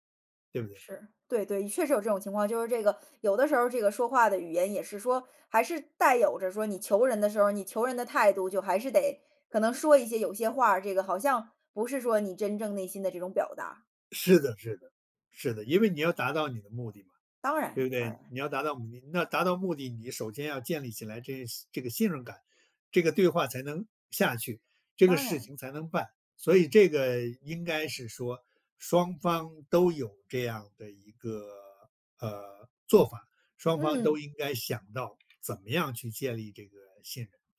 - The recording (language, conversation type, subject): Chinese, podcast, 你如何在对话中创造信任感？
- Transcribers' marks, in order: other background noise